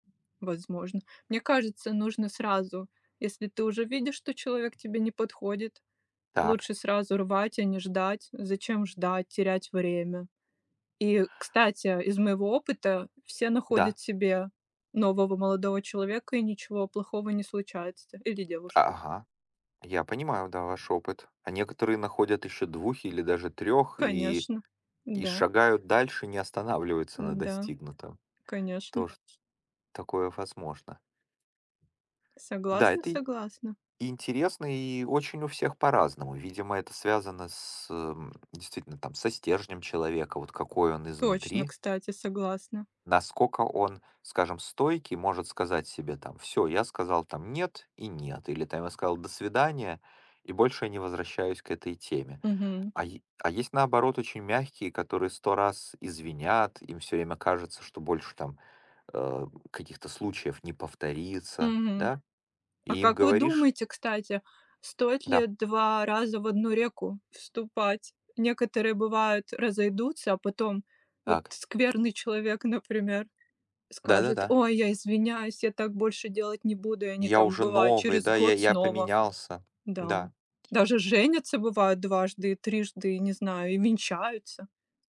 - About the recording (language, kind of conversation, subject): Russian, unstructured, Как ты думаешь, почему люди расстаются?
- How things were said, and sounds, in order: tapping; other background noise